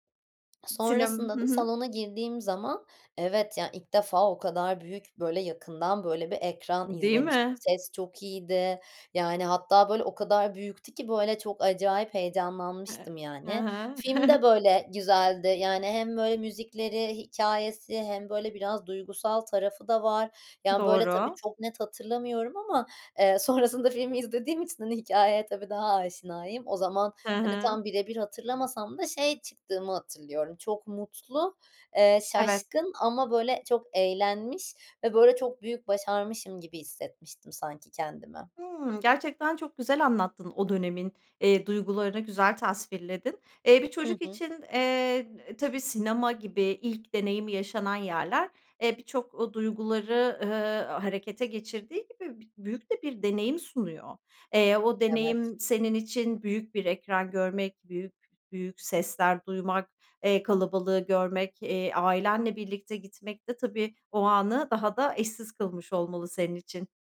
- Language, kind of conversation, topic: Turkish, podcast, Unutamadığın en etkileyici sinema deneyimini anlatır mısın?
- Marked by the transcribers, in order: tapping; chuckle; laughing while speaking: "sonrasında filmi izlediğim"; other background noise